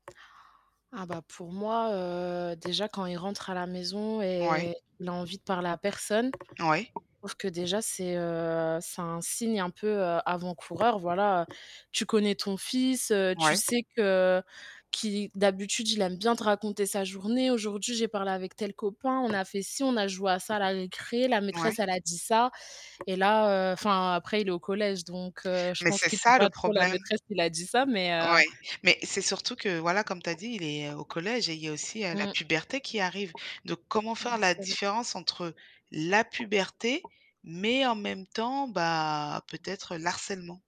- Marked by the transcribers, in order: tapping; static; distorted speech
- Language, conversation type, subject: French, unstructured, Comment réagir face au harcèlement scolaire ?
- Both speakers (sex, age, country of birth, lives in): female, 25-29, France, Belgium; female, 35-39, France, France